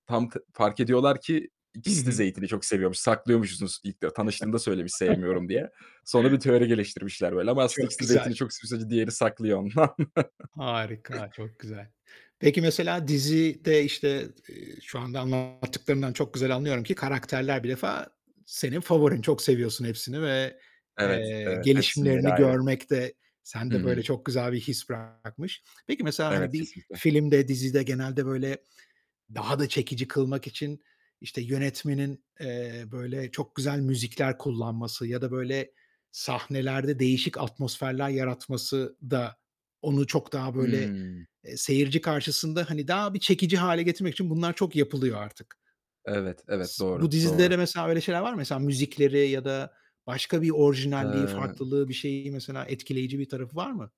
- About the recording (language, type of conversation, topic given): Turkish, podcast, Favori dizini neden seviyorsun?
- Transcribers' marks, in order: other background noise; chuckle; chuckle; distorted speech